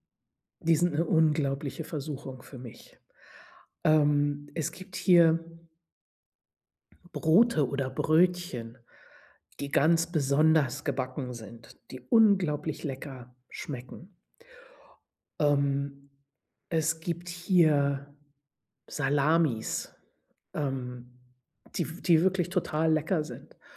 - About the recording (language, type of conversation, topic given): German, advice, Wie kann ich gesündere Essgewohnheiten beibehalten und nächtliches Snacken vermeiden?
- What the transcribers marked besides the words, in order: none